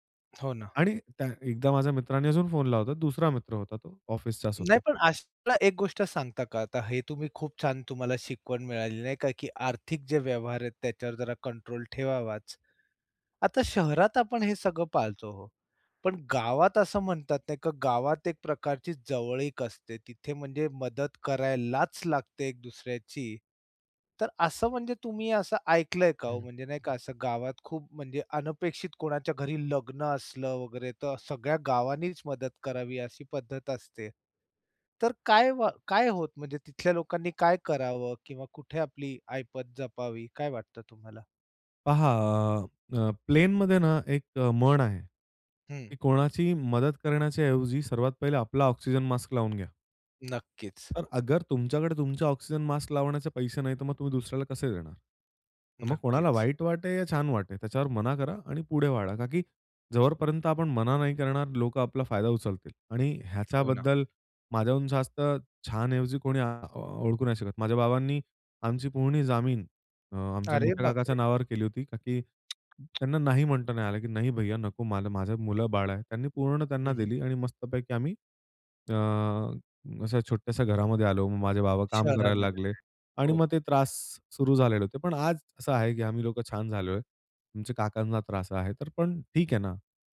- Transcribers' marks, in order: other background noise; stressed: "करायलाच"; tapping; other noise; "कारण की" said as "का की"; unintelligible speech
- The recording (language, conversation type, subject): Marathi, podcast, लोकांना नकार देण्याची भीती दूर कशी करावी?